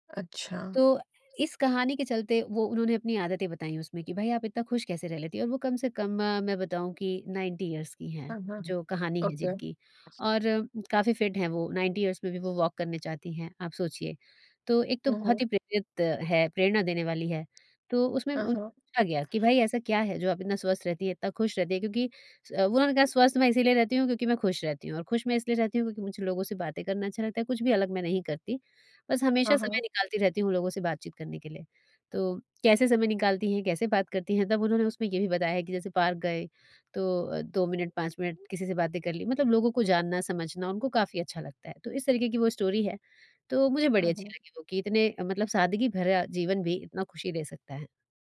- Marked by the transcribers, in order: in English: "नाइंटी यीअर्स"; in English: "फिट"; in English: "ओके"; tapping; in English: "नाइंटी यीअर्स"; in English: "वॉक"; in English: "पार्क"; in English: "स्टोरी"
- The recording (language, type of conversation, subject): Hindi, podcast, रोज़ सीखने की आपकी एक छोटी-सी आदत क्या है?